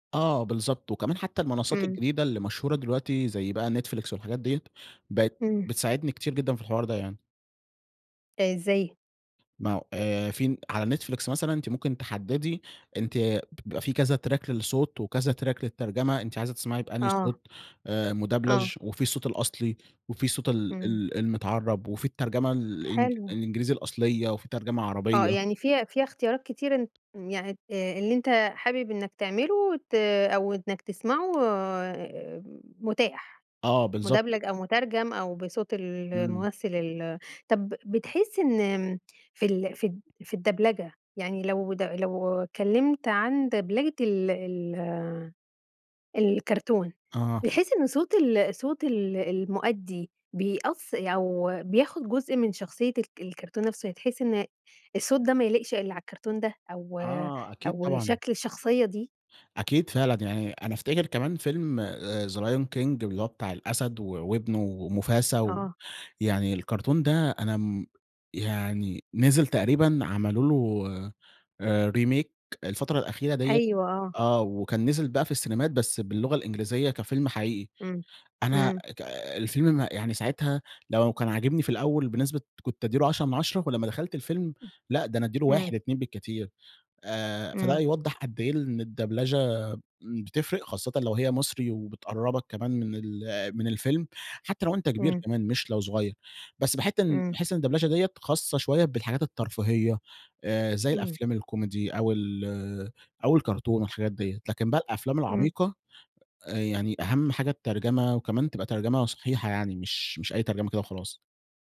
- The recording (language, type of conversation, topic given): Arabic, podcast, شو رأيك في ترجمة ودبلجة الأفلام؟
- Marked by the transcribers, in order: in English: "تراك"; in English: "تراك"; tapping; other background noise; in English: "Remake"; unintelligible speech; "باحس" said as "باحت"